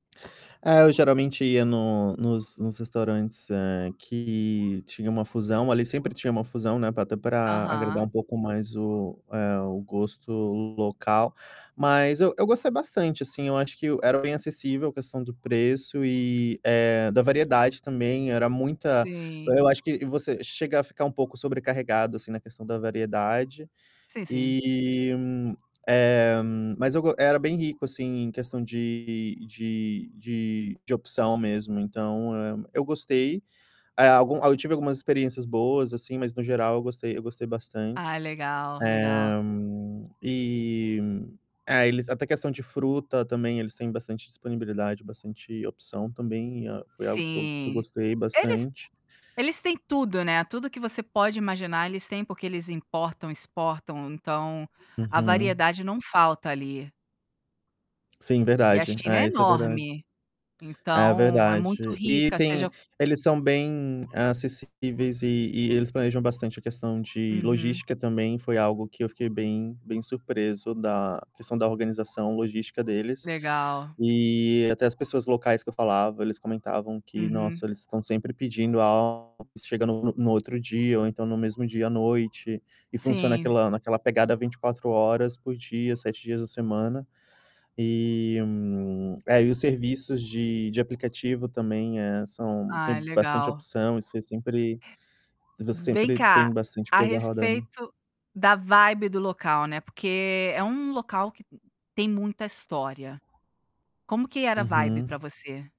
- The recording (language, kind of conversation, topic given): Portuguese, podcast, Que lugar subestimado te surpreendeu positivamente?
- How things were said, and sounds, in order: other background noise; tapping; distorted speech; drawn out: "Eh"; siren; unintelligible speech; in English: "vibe"; in English: "vibe"